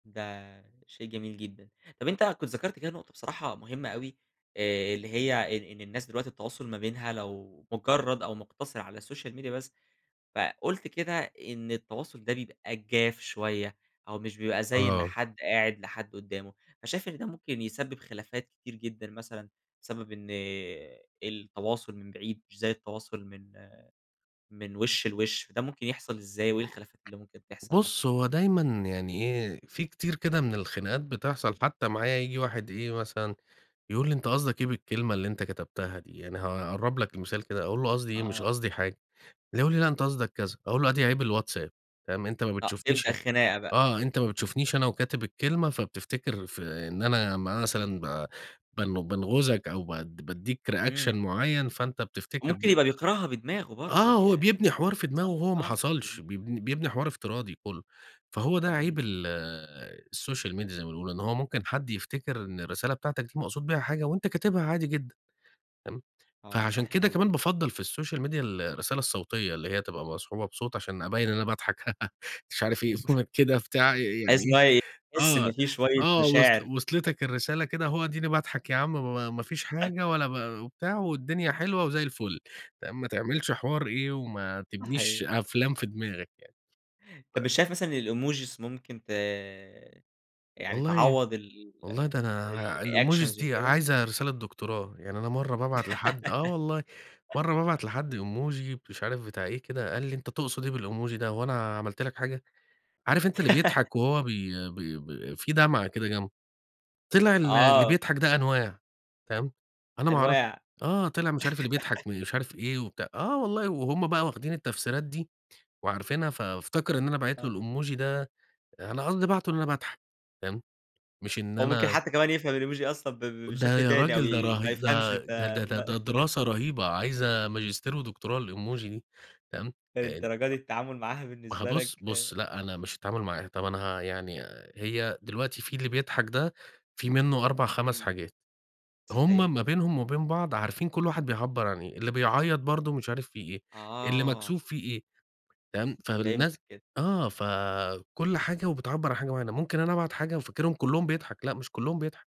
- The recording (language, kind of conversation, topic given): Arabic, podcast, إزاي السوشال ميديا أثرت على علاقتنا بالناس؟
- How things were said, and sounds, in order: in English: "السوشيال ميديا"; other background noise; tapping; in English: "reaction"; in English: "السوشيال ميديا"; in English: "السوشيال ميديا"; chuckle; laugh; in English: "Comic"; unintelligible speech; chuckle; other noise; in English: "الemojis"; in English: "الemojis"; in English: "الreactions"; giggle; in English: "emoji"; in English: "بالemoji"; laugh; giggle; in English: "الemoji"; in English: "الemoji"; chuckle; in English: "الemoji"; unintelligible speech